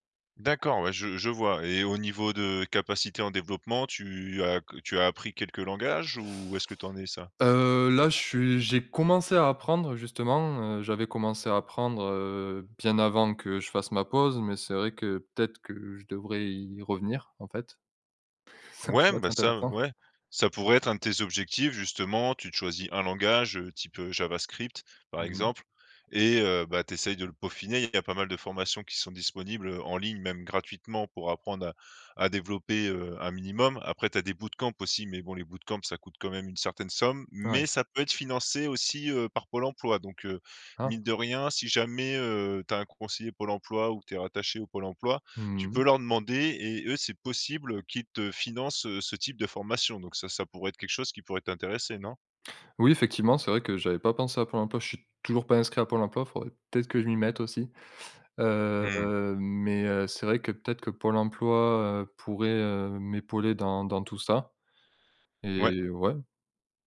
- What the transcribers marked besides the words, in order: stressed: "commencé"; laughing while speaking: "Ça pourrait être"; in English: "bootcamps"; in English: "bootcamps"; stressed: "Mais"
- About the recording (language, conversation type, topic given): French, advice, Difficulté à créer une routine matinale stable